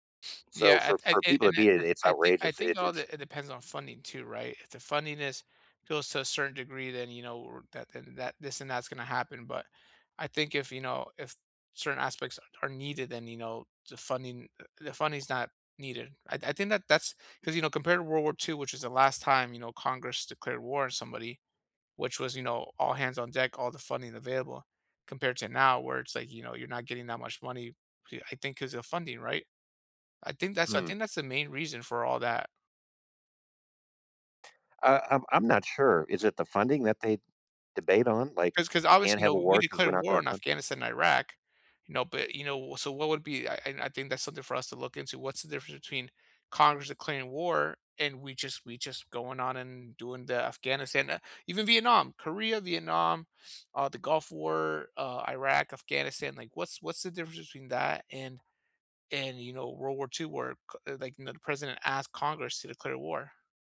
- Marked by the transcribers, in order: none
- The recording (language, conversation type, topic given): English, unstructured, What should happen when politicians break the law?